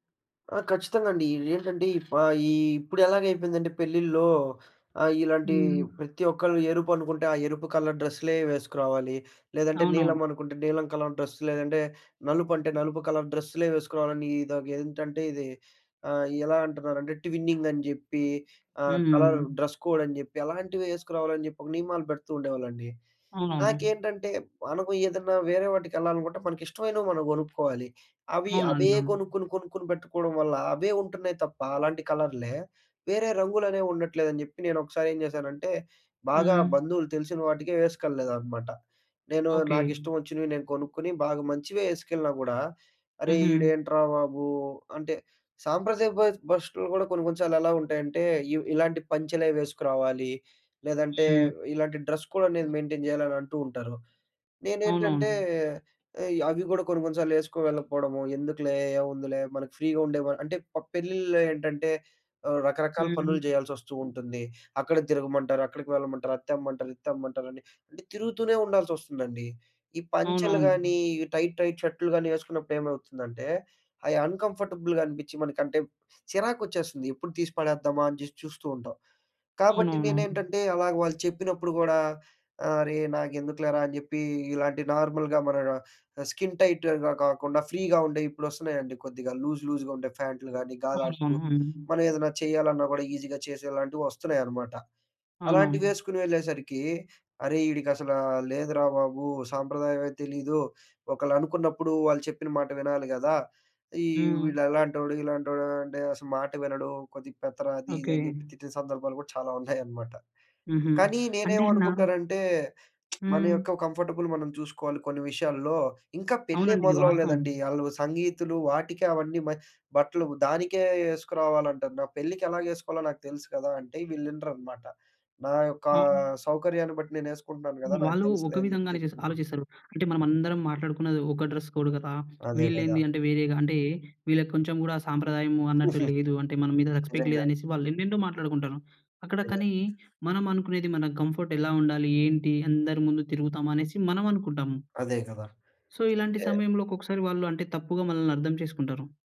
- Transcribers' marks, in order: other background noise; in English: "కలర్"; in English: "కలర్ డ్రస్"; in English: "కలర్"; in English: "ట్విన్నింగ్"; in English: "కలర్ డ్రస్ కోడ్"; in English: "డ్రస్ కోడ్"; in English: "మెయింటెయిన్"; in English: "ఫ్రీగా"; in English: "టైట్, టైట్"; in English: "అన్‌కంఫర్టబుల్‍గా"; in English: "నార్మల్‍గా"; in English: "స్కిన్ టైట్‌గా"; in English: "ఫ్రీగా"; in English: "లూజ్, లూజ్‌గా"; in English: "ఈజీగా"; laughing while speaking: "ఉన్నాయన్నమాట"; lip smack; in English: "కంఫర్టబుల్"; in English: "డ్రెస్ కోడ్"; tapping; giggle; in English: "రెస్పెక్ట్"; in English: "కంఫర్ట్"; in English: "సో"
- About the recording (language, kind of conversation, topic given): Telugu, podcast, సాంప్రదాయ దుస్తులు మీకు ఎంత ముఖ్యం?